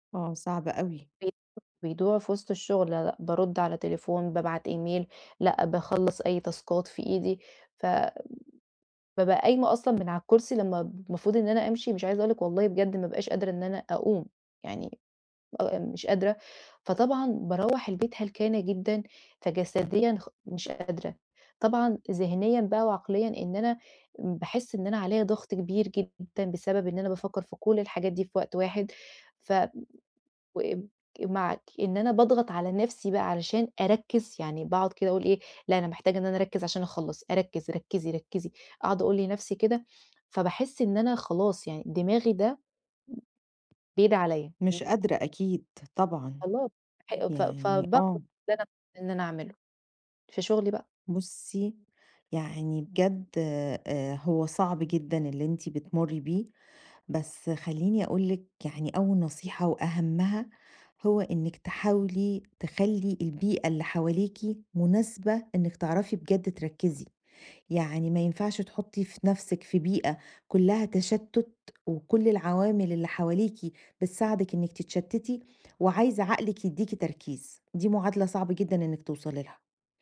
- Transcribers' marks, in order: unintelligible speech; in English: "إيميل"; in English: "تاسكات"; other noise; unintelligible speech
- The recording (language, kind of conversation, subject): Arabic, advice, إزاي أقلّل التشتت عشان أقدر أشتغل بتركيز عميق ومستمر على مهمة معقدة؟